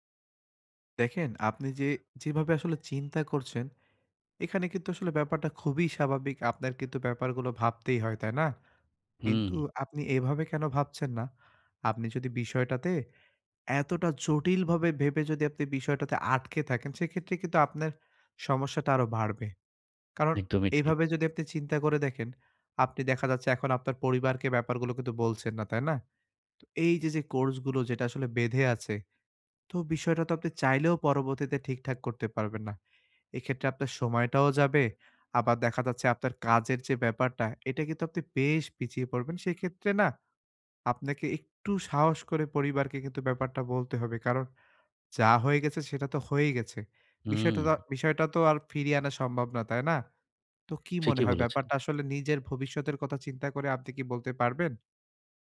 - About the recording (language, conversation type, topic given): Bengali, advice, চোট বা ব্যর্থতার পর আপনি কীভাবে মানসিকভাবে ঘুরে দাঁড়িয়ে অনুপ্রেরণা বজায় রাখবেন?
- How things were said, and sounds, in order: tapping; other background noise